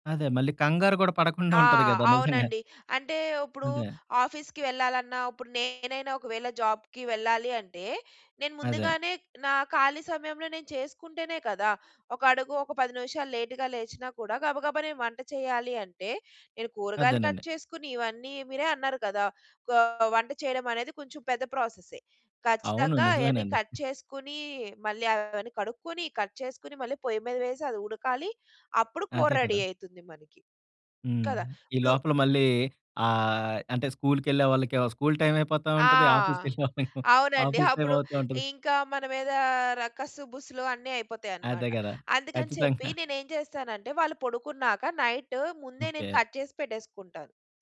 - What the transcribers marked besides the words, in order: giggle; in English: "ఆఫీస్‌కి"; in English: "జాబ్‌కి"; in English: "లేట్‌గా"; in English: "కట్"; in English: "కట్"; other noise; in English: "కట్"; in English: "రెడీ"; in English: "స్కూల్ టైమ్"; laughing while speaking: "ఆఫీస్‌కెళ్ళేవాళ్ళ"; in English: "ఆఫీస్ టైమ్"; in English: "నైట్"; in English: "కట్"; other background noise
- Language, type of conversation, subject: Telugu, podcast, మీల్‌ప్రెప్ కోసం సులభ సూచనలు ఏమిటి?